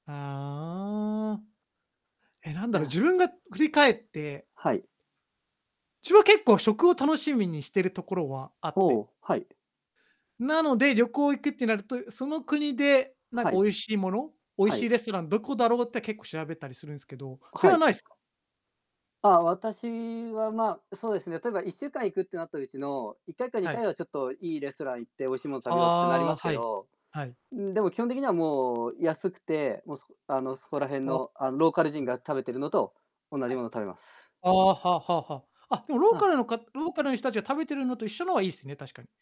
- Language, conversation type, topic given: Japanese, unstructured, 旅行に行くとき、何をいちばん楽しみにしていますか？
- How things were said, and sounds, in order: other background noise; "振り返って" said as "ぐりかえって"; distorted speech